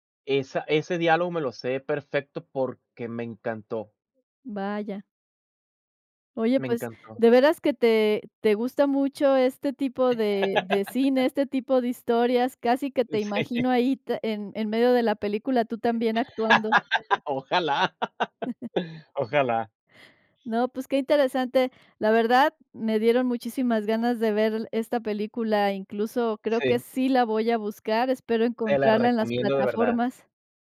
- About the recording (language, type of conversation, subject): Spanish, podcast, ¿Cuál es una película que te marcó y qué la hace especial?
- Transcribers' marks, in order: laugh; laughing while speaking: "Sí"; laughing while speaking: "Ojalá, Ojalá"; chuckle